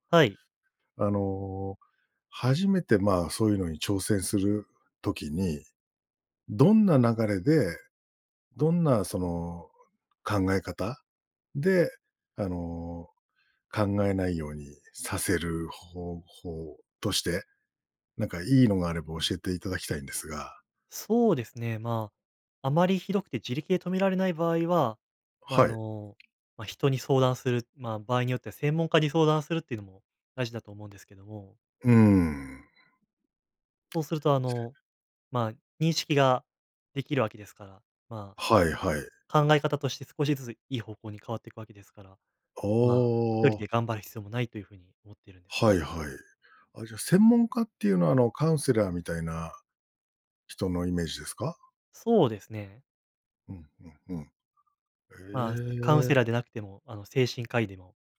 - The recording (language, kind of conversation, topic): Japanese, podcast, 不安なときにできる練習にはどんなものがありますか？
- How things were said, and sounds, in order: tapping; unintelligible speech